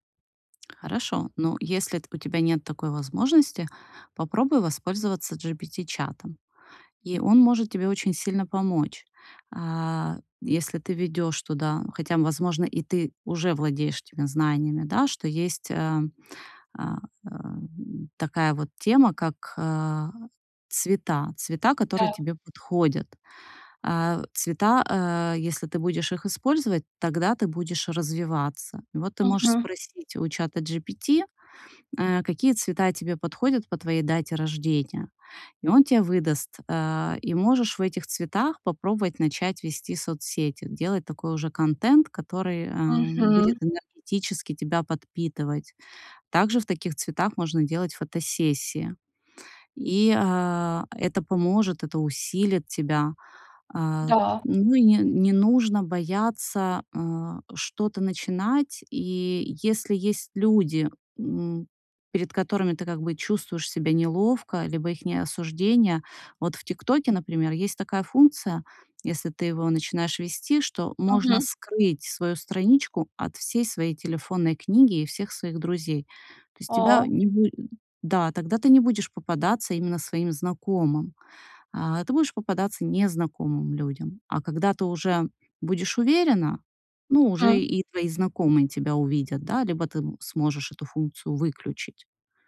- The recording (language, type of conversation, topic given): Russian, advice, Что делать, если из-за перфекционизма я чувствую себя ничтожным, когда делаю что-то не идеально?
- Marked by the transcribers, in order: other background noise